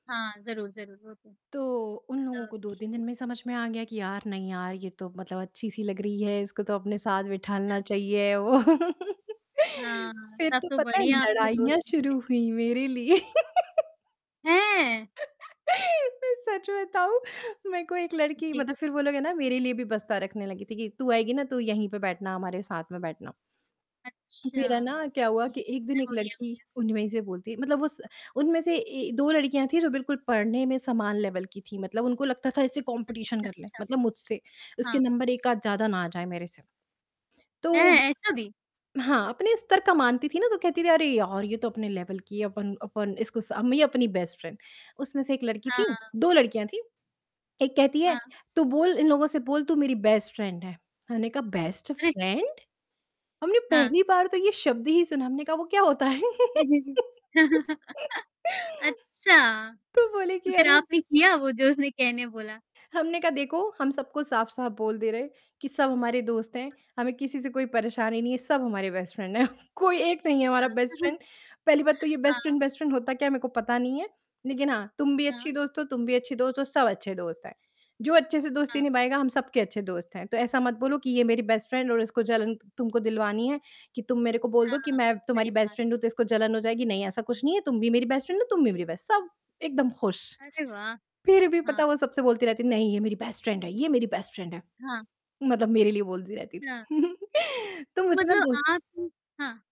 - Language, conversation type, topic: Hindi, podcast, नए शहर में जल्दी दोस्त कैसे बनाए जा सकते हैं?
- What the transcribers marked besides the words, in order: static; distorted speech; other noise; laughing while speaking: "वो"; laugh; joyful: "फिर तो पता है लड़ाइयाँ शुरू हुई मेरे लिए"; laugh; surprised: "हैं?"; laugh; laughing while speaking: "मैं सच बताऊँ, मेरे को एक लड़की"; in English: "लेवल"; in English: "कॉम्पिटिशन"; in English: "नंबर"; in English: "लेवल"; in English: "बेस्ट फ्रेंड"; in English: "बेस्ट फ्रेंड"; in English: "बेस्ट फ्रेंड?"; laugh; laughing while speaking: "तो बोले कि, अरे"; in English: "बेस्ट फ्रेंड"; chuckle; in English: "बेस्ट फ्रेंड"; chuckle; laughing while speaking: "हाँ"; in English: "बेस्ट फ्रेंड बेस्ट फ्रेंड"; in English: "बेस्ट फ्रेंड"; in English: "बेस्ट फ्रेंड"; in English: "बेस्ट फ्रेंड"; in English: "बेस"; in English: "बेस्ट फ्रेंड"; in English: "बेस्ट फ्रेंड"; laugh